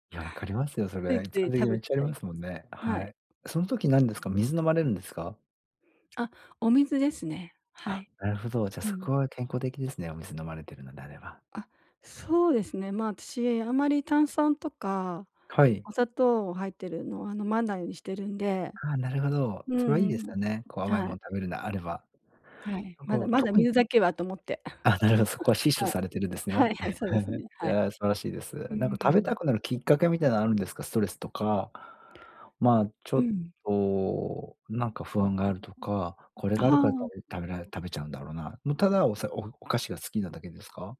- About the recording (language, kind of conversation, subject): Japanese, advice, 空腹でつい間食しすぎてしまうのを防ぐにはどうすればよいですか？
- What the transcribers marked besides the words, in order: chuckle; laugh